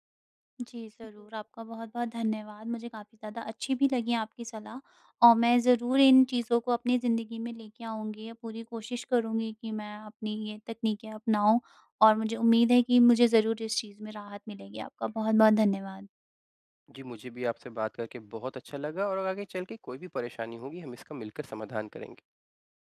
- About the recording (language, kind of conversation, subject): Hindi, advice, मैं तीव्र तनाव के दौरान तुरंत राहत कैसे पा सकता/सकती हूँ?
- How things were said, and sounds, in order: other noise